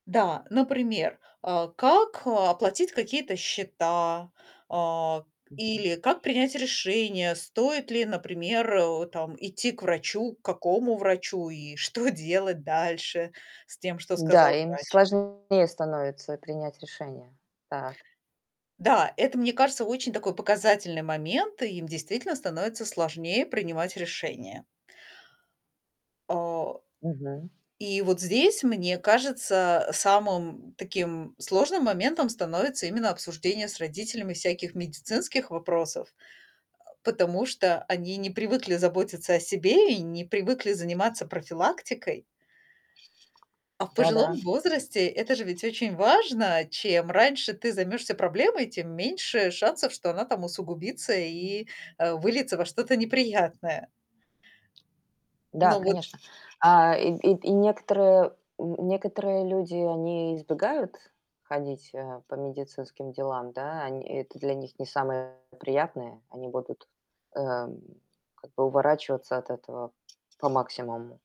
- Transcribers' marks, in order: laughing while speaking: "что"; distorted speech; tapping; other background noise
- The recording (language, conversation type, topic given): Russian, podcast, Как поддерживать родителей в старости и в трудные моменты?